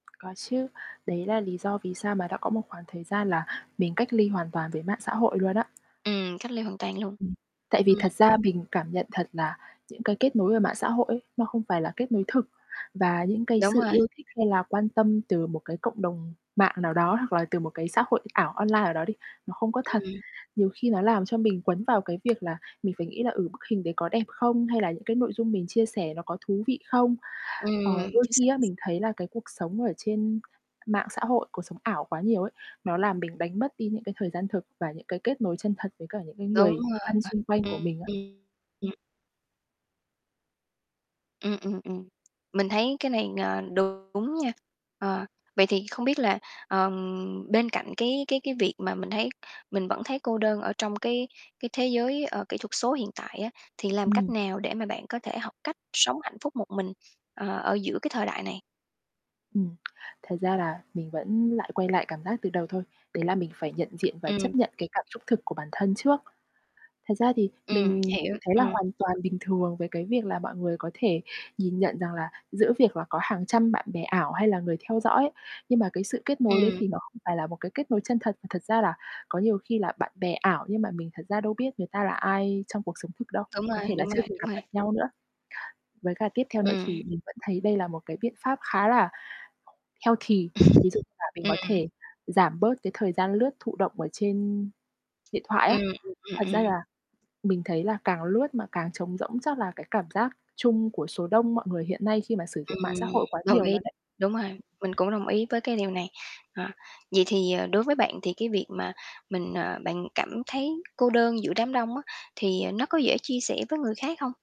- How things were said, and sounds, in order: tapping; mechanical hum; distorted speech; other background noise; chuckle; in English: "healthy"
- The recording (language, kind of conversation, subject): Vietnamese, podcast, Bạn thường làm gì khi cảm thấy cô đơn giữa đám đông?